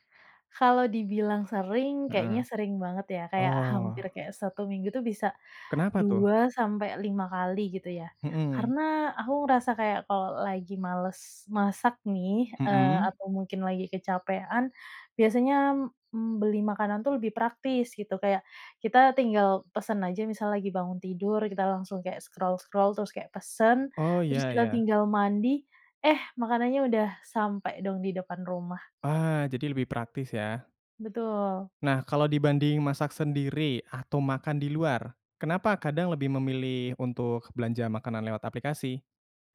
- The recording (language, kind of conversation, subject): Indonesian, podcast, Bagaimana pengalaman kamu memesan makanan lewat aplikasi, dan apa saja hal yang kamu suka serta bikin kesal?
- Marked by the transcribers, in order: other animal sound; in English: "scroll-scroll"